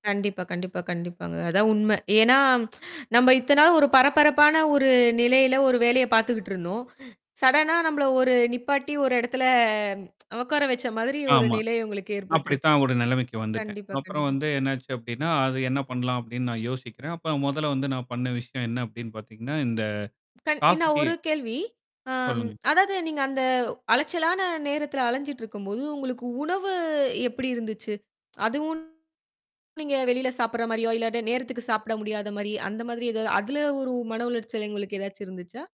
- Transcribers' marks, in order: static; tongue click; in English: "சடனா"; drawn out: "எடத்துல"; other noise; drawn out: "உணவு"; other background noise; distorted speech
- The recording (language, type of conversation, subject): Tamil, podcast, மனஅழுத்தத்தை சமாளிக்க தினமும் நீங்கள் பின்பற்றும் எந்த நடைமுறை உங்களுக்கு உதவுகிறது?